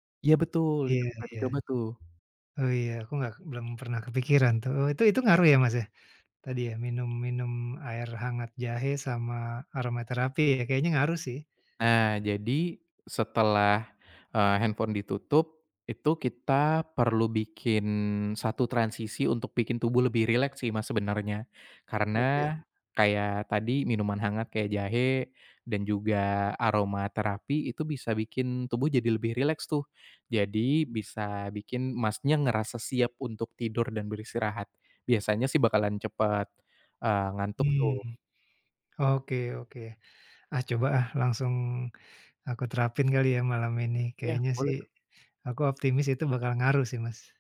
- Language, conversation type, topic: Indonesian, advice, Bagaimana kebiasaan menatap layar di malam hari membuatmu sulit menenangkan pikiran dan cepat tertidur?
- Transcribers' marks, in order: other background noise